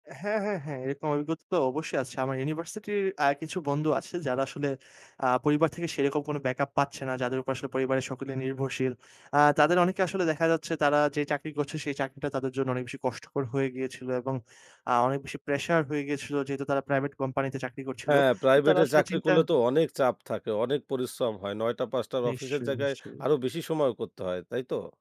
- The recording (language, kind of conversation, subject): Bengali, podcast, কাজ বদলানোর সময় আপনার আর্থিক প্রস্তুতি কেমন থাকে?
- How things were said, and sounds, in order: none